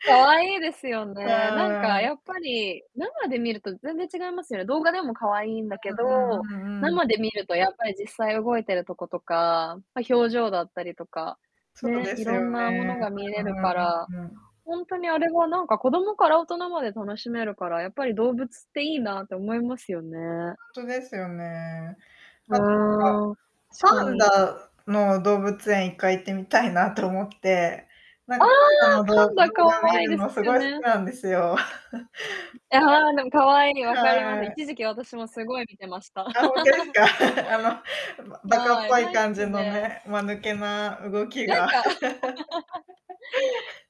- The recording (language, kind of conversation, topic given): Japanese, unstructured, 動物園の動物は幸せだと思いますか？
- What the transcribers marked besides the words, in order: static; unintelligible speech; distorted speech; other background noise; laughing while speaking: "行ってみたいな"; tapping; laugh; unintelligible speech; unintelligible speech; laugh; laugh